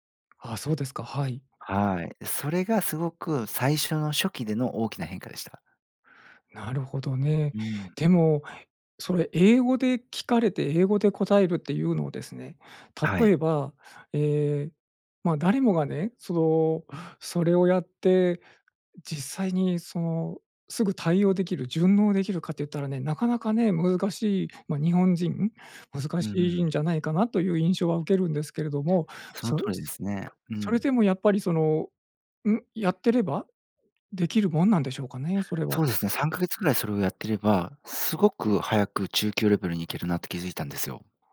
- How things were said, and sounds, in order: tapping
- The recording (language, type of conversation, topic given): Japanese, podcast, 自分に合う勉強法はどうやって見つけましたか？